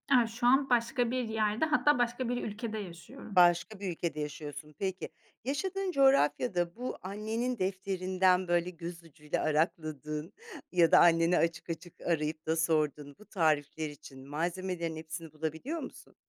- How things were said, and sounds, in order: other background noise; laughing while speaking: "arakladığın"
- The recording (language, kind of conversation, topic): Turkish, podcast, Aile tariflerini nasıl saklıyor ve nasıl paylaşıyorsun?
- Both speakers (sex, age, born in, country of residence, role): female, 30-34, Turkey, Estonia, guest; female, 50-54, Turkey, Italy, host